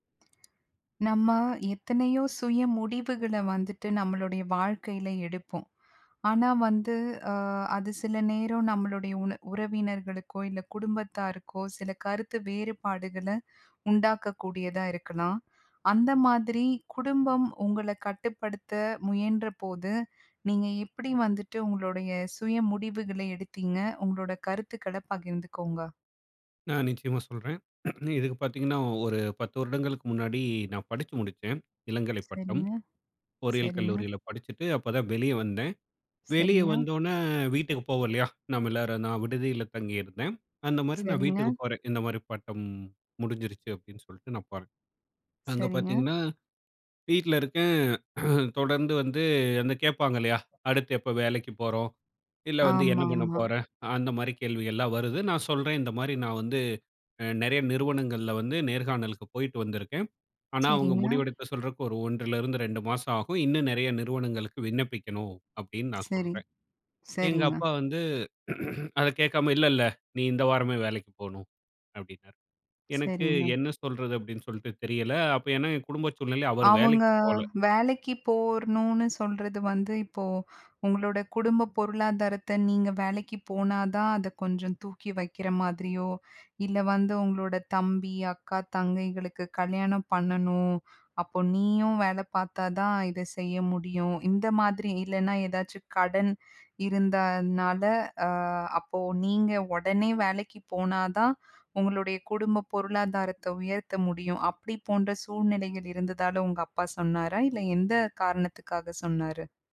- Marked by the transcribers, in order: other noise; throat clearing; grunt; other background noise; throat clearing; throat clearing; "போவணும்னு" said as "போர்ணுனு"; "இருந்தனால" said as "இருந்தானால"
- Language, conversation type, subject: Tamil, podcast, குடும்பம் உங்களை கட்டுப்படுத்த முயன்றால், உங்கள் சுயாதீனத்தை எப்படி காக்கிறீர்கள்?